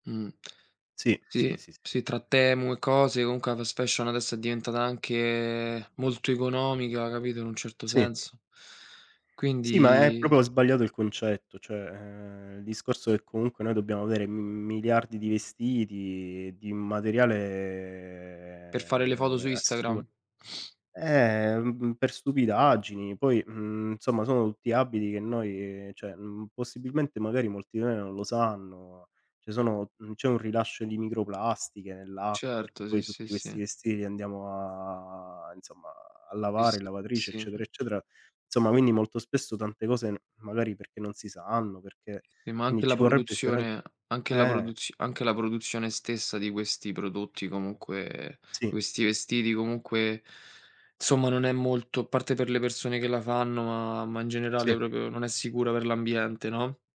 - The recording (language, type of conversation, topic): Italian, unstructured, Quanto potrebbe cambiare il mondo se tutti facessero piccoli gesti ecologici?
- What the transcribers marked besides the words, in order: "comunque" said as "unque"; in English: "fast fashion"; drawn out: "anche"; drawn out: "Quindi"; "proprio" said as "propo"; tapping; drawn out: "materiale"; "insomma" said as "nsomma"; "cioè" said as "ceh"; "cioè" said as "ceh"; other background noise; drawn out: "a"; "insomma" said as "inzomma"; "insomma" said as "zomma"; "quindi" said as "quinni"; "quindi" said as "quini"; "proprio" said as "propo"